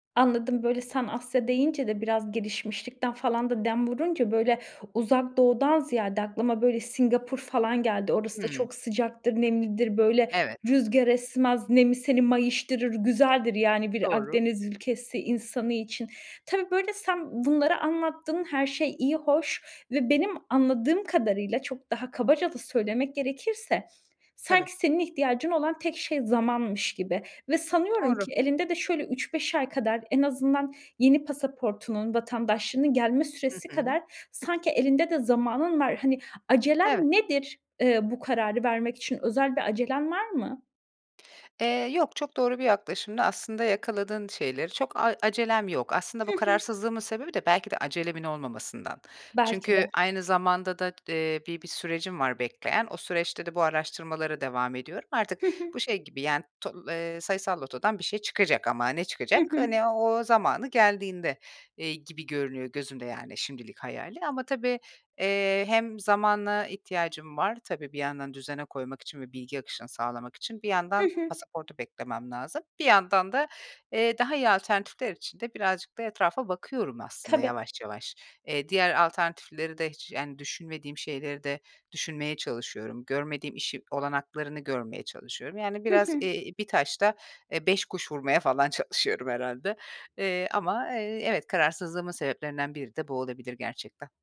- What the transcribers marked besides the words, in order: other background noise; stressed: "nedir?"; drawn out: "o"
- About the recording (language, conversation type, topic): Turkish, advice, Yaşam tarzınızı kökten değiştirmek konusunda neden kararsız hissediyorsunuz?